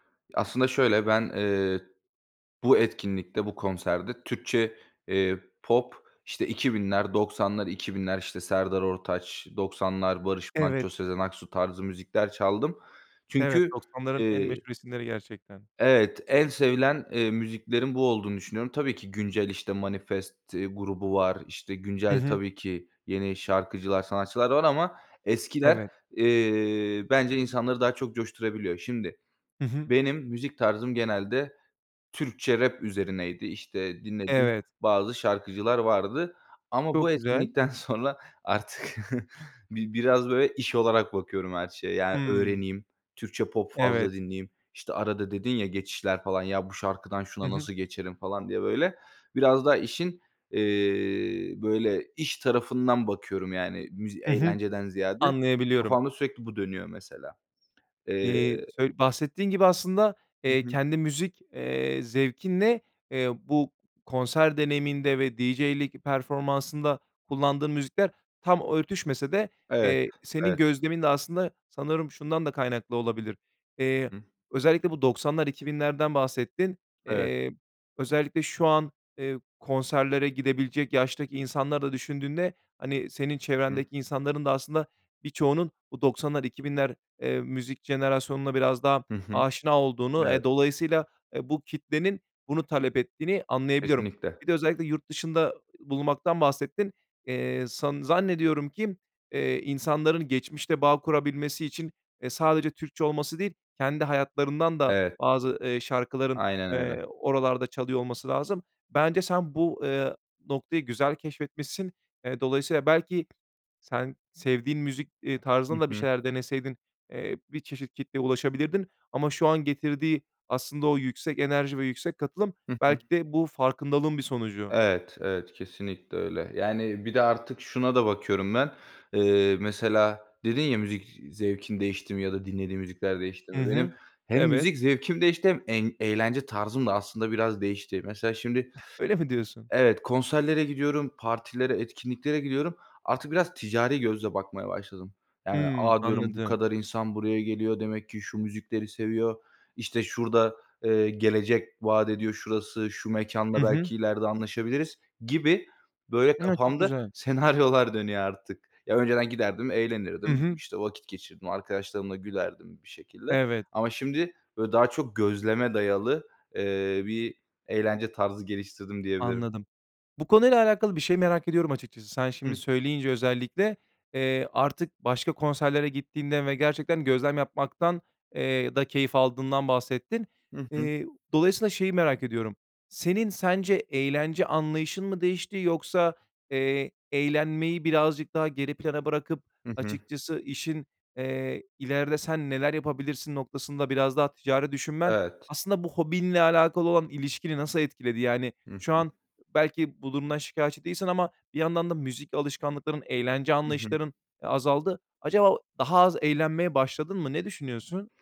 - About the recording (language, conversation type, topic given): Turkish, podcast, Canlı bir konserde seni gerçekten değiştiren bir an yaşadın mı?
- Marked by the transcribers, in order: laughing while speaking: "sonra artık"; other background noise; tapping; giggle; laughing while speaking: "senaryolar dönüyor"